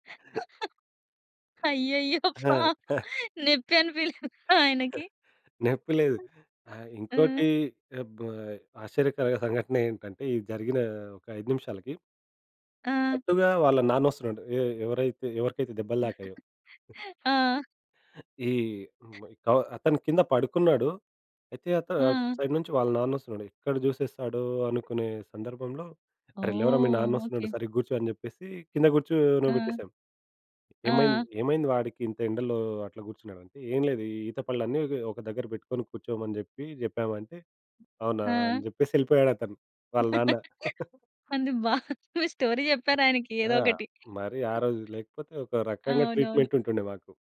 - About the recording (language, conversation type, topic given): Telugu, podcast, మీ బాల్యంలో జరిగిన ఏ చిన్న అనుభవం ఇప్పుడు మీకు ఎందుకు ప్రత్యేకంగా అనిపిస్తుందో చెప్పగలరా?
- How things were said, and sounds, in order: laughing while speaking: "అయ్యయ్యో! పాపం. నొప్పి అనిపియలేదా ఆయనకి?"; other background noise; chuckle; chuckle; in English: "సైడ్"; tapping; laughing while speaking: "కానీ బాగుంది. స్టోరీ జెప్పారు ఆయనకి ఏదో ఒకటి"; chuckle; in English: "స్టోరీ"; in English: "ట్రీట్‌మెంట్"